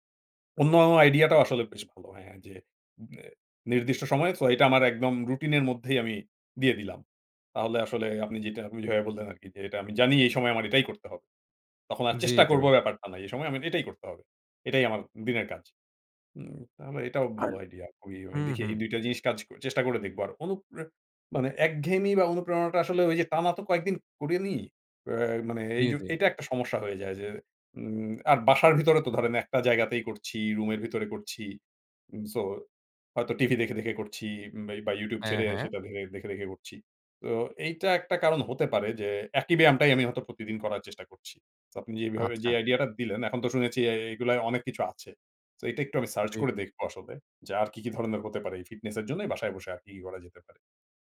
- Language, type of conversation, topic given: Bengali, advice, বাড়িতে ব্যায়াম করতে একঘেয়েমি লাগলে অনুপ্রেরণা কীভাবে খুঁজে পাব?
- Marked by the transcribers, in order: none